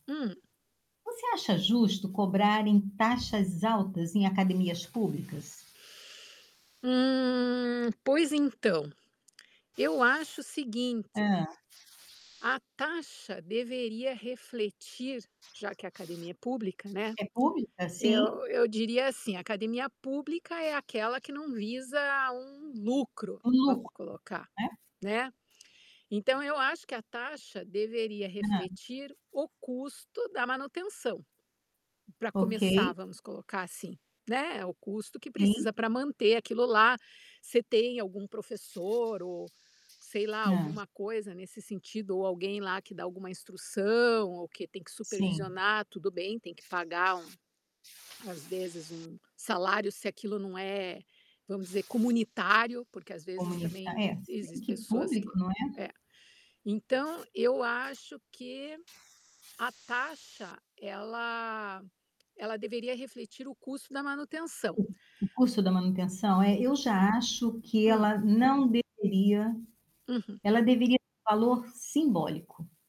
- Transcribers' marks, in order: static; drawn out: "Hum"; distorted speech; other background noise; tapping
- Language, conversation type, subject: Portuguese, unstructured, Você acha justo cobrar taxas altas em academias públicas?